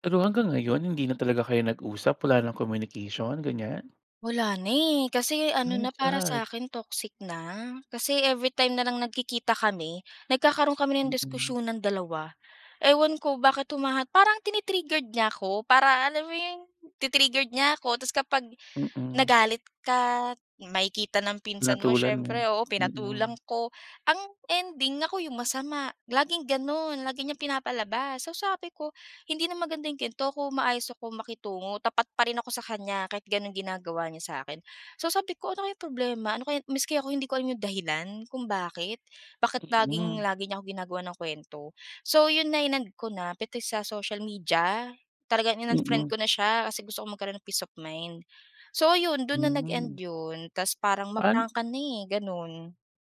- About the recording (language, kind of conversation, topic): Filipino, podcast, Paano mo hinaharap ang takot na mawalan ng kaibigan kapag tapat ka?
- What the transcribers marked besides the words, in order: in English: "tini-triggered"; other background noise; in English: "ti-triggered"; tapping; in English: "in-unfriend"; in English: "peace of mind"; in English: "nag-end"